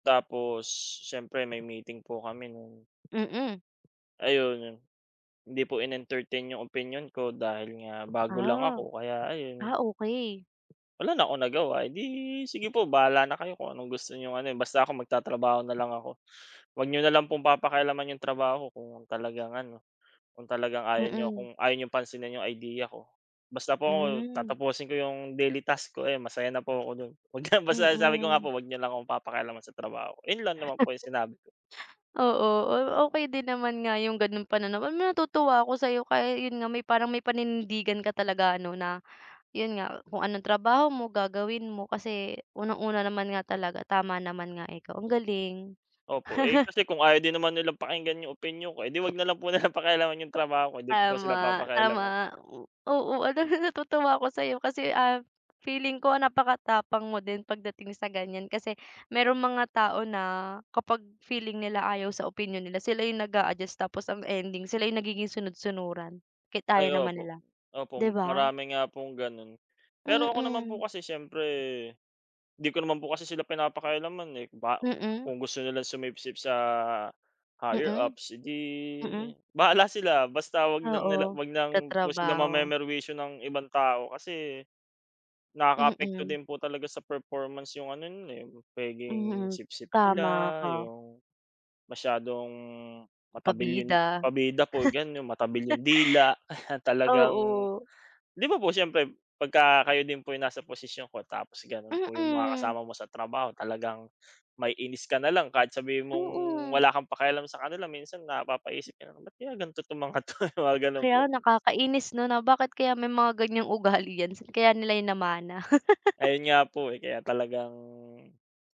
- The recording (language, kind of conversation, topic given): Filipino, unstructured, Paano ka humaharap sa mga taong may ibang opinyon tungkol sa iyo?
- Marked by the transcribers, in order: laughing while speaking: "pagka"; chuckle; chuckle; laughing while speaking: "Alam mo"; chuckle; laugh; laughing while speaking: "ganto"; laugh